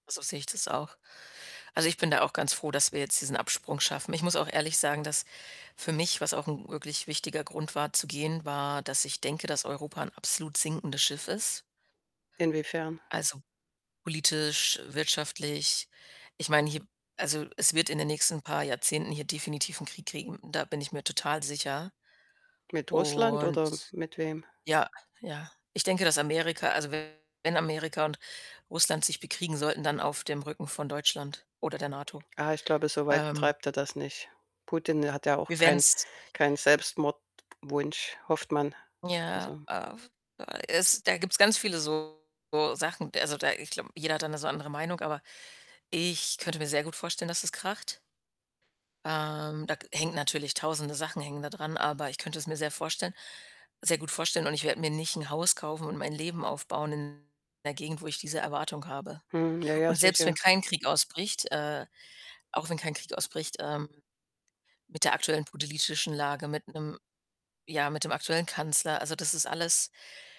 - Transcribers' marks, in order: other background noise; distorted speech
- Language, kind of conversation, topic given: German, podcast, Wie hast du dich entschieden, in eine neue Stadt zu ziehen?